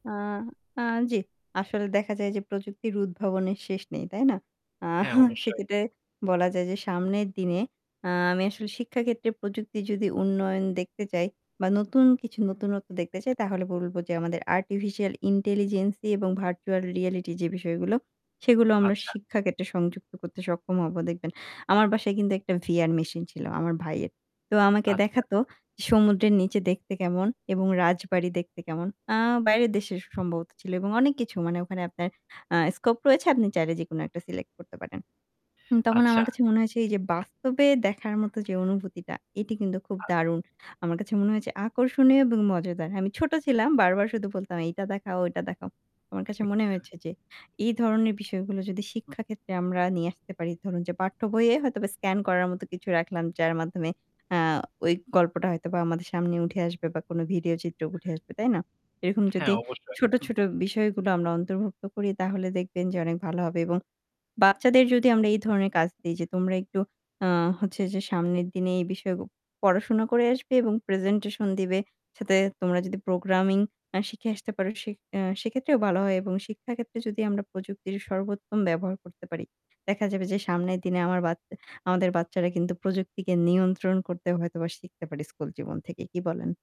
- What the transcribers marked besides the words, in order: static; chuckle; mechanical hum; other background noise; chuckle
- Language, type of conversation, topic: Bengali, unstructured, শিক্ষায় প্রযুক্তি ব্যবহারের সবচেয়ে মজার দিকটি আপনি কী মনে করেন?